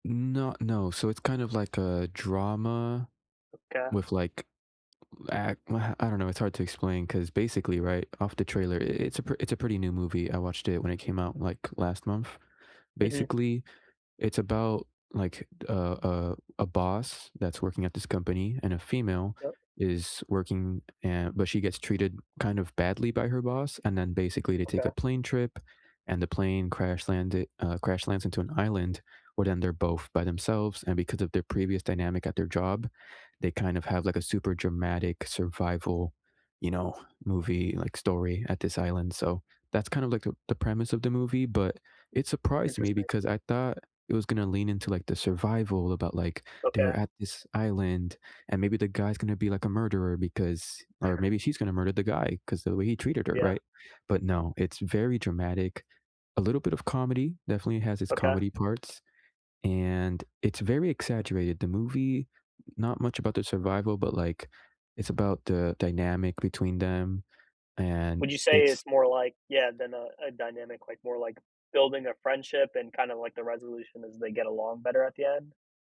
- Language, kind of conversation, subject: English, unstructured, What was the last movie that truly surprised you, and what caught you off guard about it?
- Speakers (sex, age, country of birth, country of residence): male, 18-19, United States, United States; male, 20-24, United States, United States
- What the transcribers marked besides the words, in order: other background noise